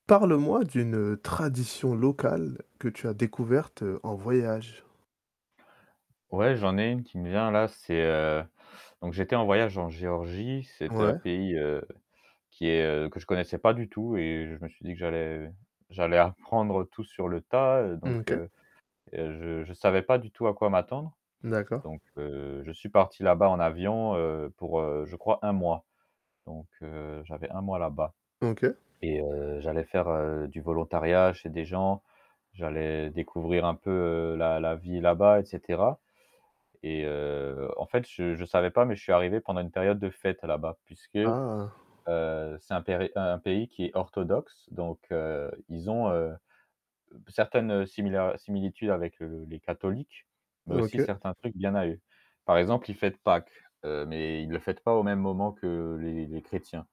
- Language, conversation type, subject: French, podcast, Peux-tu me parler d’une tradition locale que tu as découverte en voyage ?
- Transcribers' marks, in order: static; other background noise